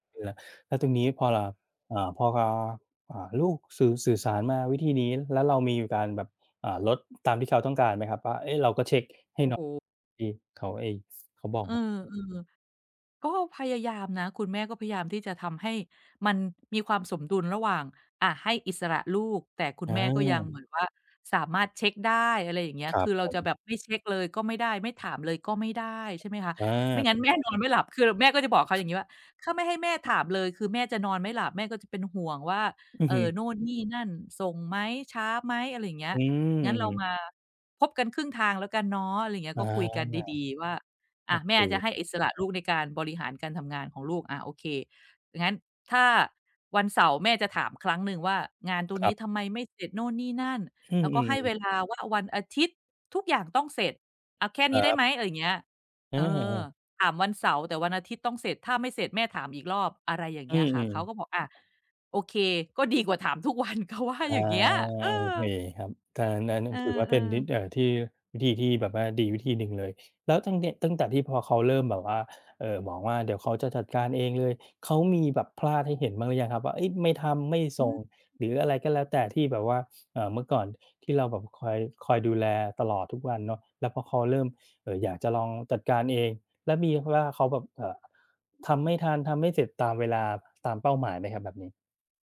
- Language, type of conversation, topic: Thai, advice, คุณจะรักษาสมดุลระหว่างความใกล้ชิดกับความเป็นอิสระในความสัมพันธ์ได้อย่างไร?
- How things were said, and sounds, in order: other noise; other background noise